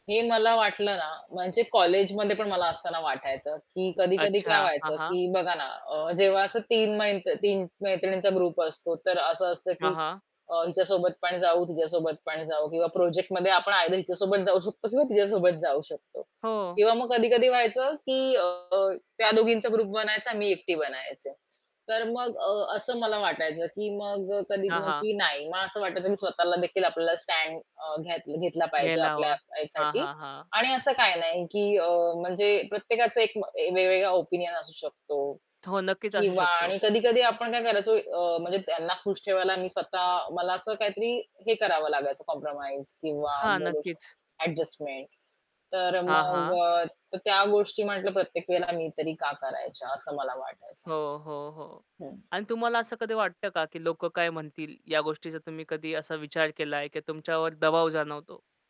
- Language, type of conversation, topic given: Marathi, podcast, इतरांच्या अपेक्षा आणि स्वतःच्या इच्छा यांचा समतोल तुम्ही कसा साधता?
- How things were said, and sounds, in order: static; other background noise; in English: "ग्रुप"; distorted speech; in English: "ग्रुप"; in English: "कॉम्प्रोमाईज"